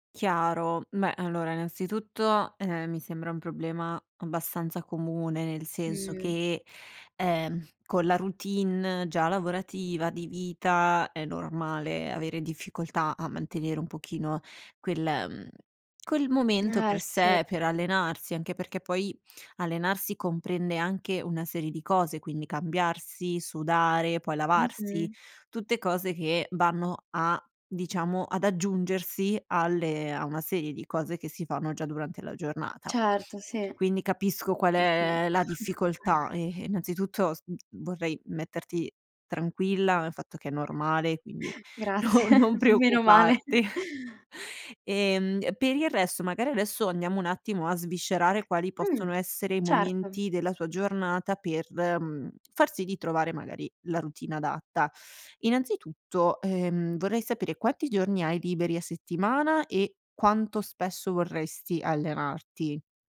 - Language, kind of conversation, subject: Italian, advice, Quali difficoltà incontri nel mantenere una routine di allenamento costante?
- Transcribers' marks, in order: other background noise; chuckle; chuckle; laughing while speaking: "Grazie, meno male"; laughing while speaking: "no non preoccuparti"